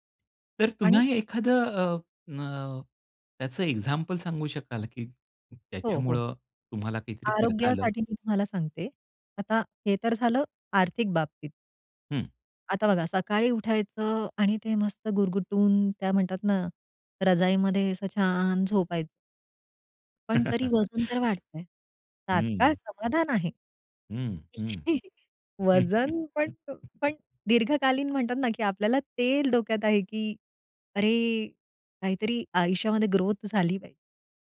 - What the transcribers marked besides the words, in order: other background noise; in English: "एक्झाम्पल"; chuckle; chuckle; laughing while speaking: "वजन पण"; chuckle; in English: "ग्रोथ"
- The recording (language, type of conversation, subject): Marathi, podcast, तात्काळ समाधान आणि दीर्घकालीन वाढ यांचा तोल कसा सांभाळतोस?